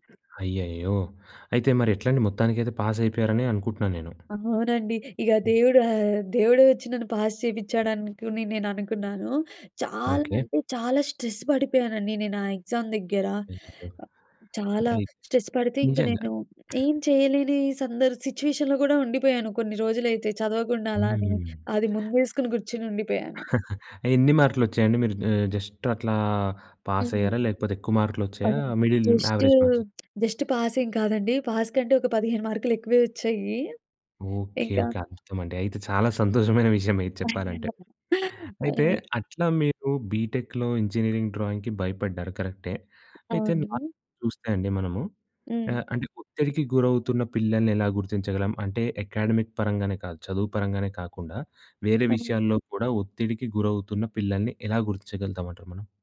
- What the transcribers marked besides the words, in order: other background noise; in English: "పాస్"; in English: "పాస్"; tapping; stressed: "చాలా"; in English: "స్ట్రెస్"; in English: "ఎగ్జామ్"; other noise; in English: "స్ట్రెస్"; in English: "సిచ్యుయేషన్‌లో"; chuckle; in English: "జస్ట్"; in English: "పాస్"; in English: "మిడిల్ అవరేజ్ మార్క్స్?"; in English: "జస్ట్ పాస్"; in English: "పాస్"; chuckle; in English: "బీటెక్‍లో"; in English: "డ్రాయింగ్‌కి"; in English: "నార్మల్‌గా"; in English: "అకాడమిక్"
- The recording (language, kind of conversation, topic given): Telugu, podcast, పిల్లల ఒత్తిడిని తగ్గించేందుకు మీరు అనుసరించే మార్గాలు ఏమిటి?